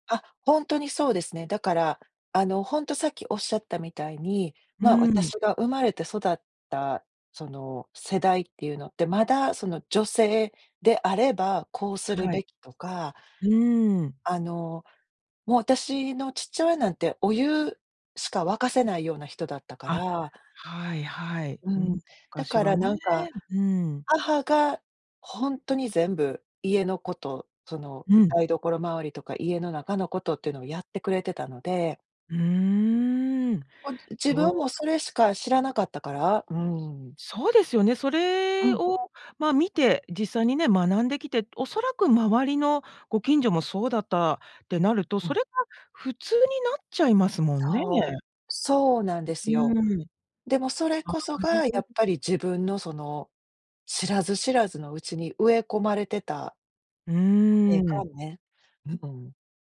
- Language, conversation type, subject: Japanese, podcast, 自分の固定観念に気づくにはどうすればいい？
- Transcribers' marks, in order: none